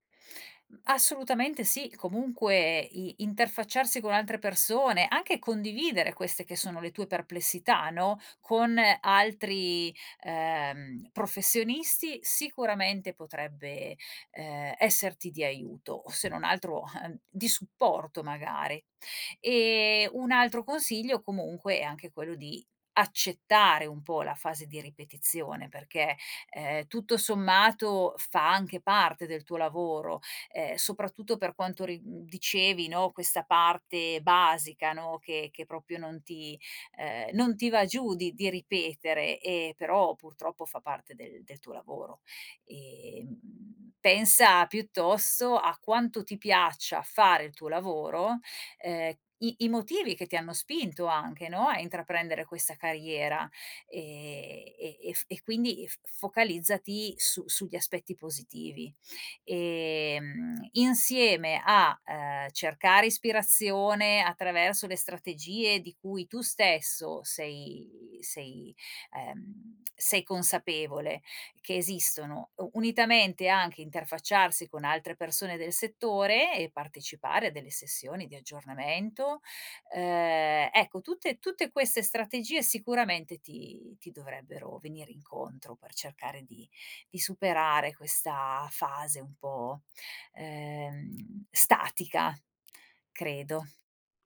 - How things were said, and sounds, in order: chuckle; "proprio" said as "propio"; other background noise
- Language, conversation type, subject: Italian, advice, Come posso smettere di sentirmi ripetitivo e trovare idee nuove?